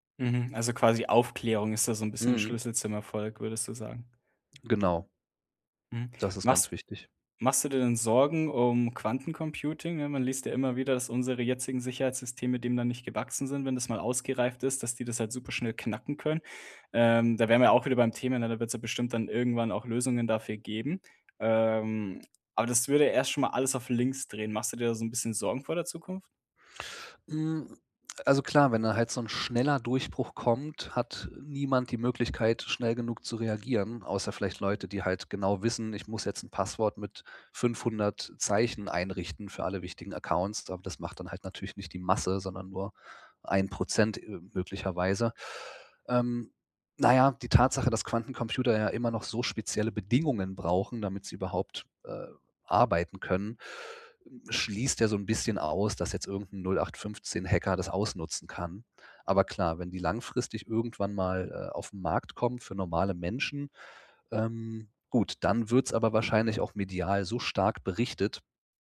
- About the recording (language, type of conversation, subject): German, podcast, Wie schützt du deine privaten Daten online?
- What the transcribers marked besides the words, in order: none